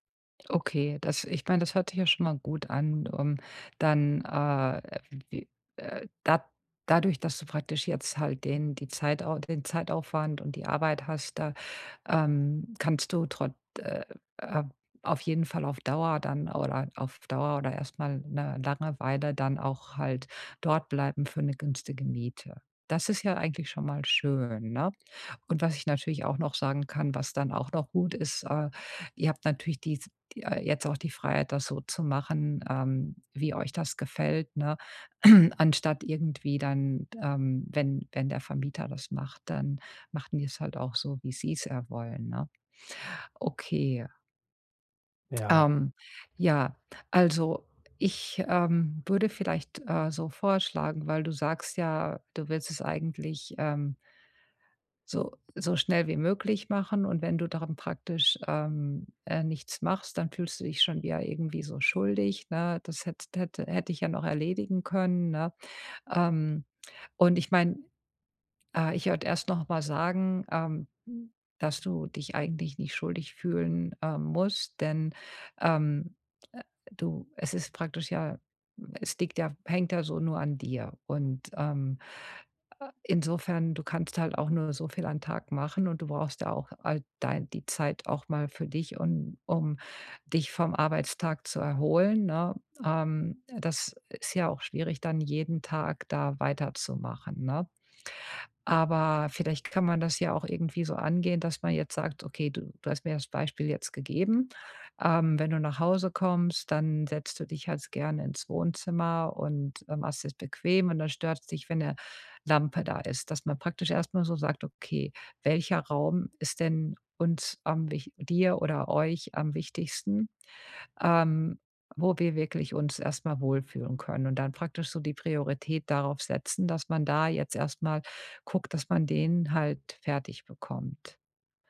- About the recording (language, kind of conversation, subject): German, advice, Wie kann ich Ruhe finden, ohne mich schuldig zu fühlen, wenn ich weniger leiste?
- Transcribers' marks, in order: throat clearing